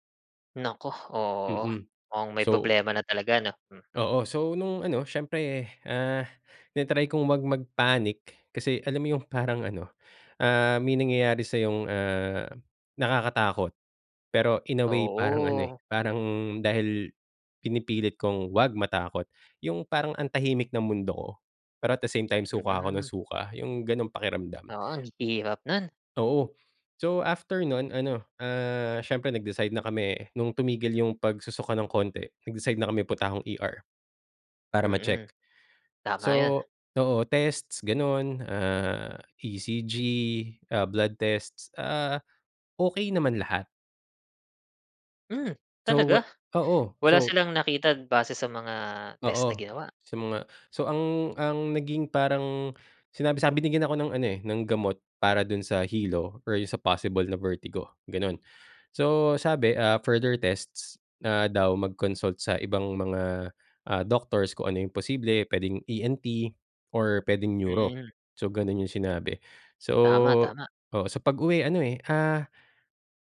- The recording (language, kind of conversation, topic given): Filipino, podcast, Kapag nalampasan mo na ang isa mong takot, ano iyon at paano mo ito hinarap?
- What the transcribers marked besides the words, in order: none